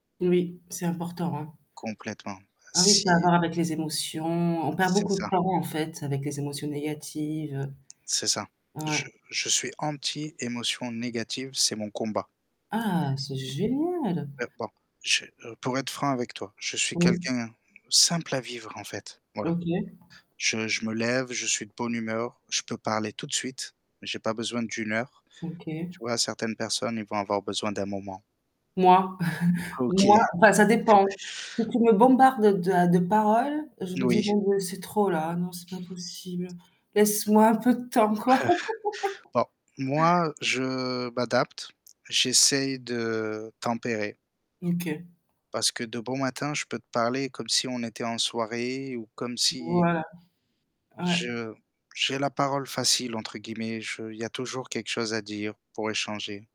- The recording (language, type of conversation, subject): French, unstructured, Quelles sont les valeurs fondamentales qui guident vos choix de vie ?
- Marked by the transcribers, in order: static; stressed: "génial"; distorted speech; other background noise; chuckle; laughing while speaking: "OK"; chuckle; laughing while speaking: "quoi"; giggle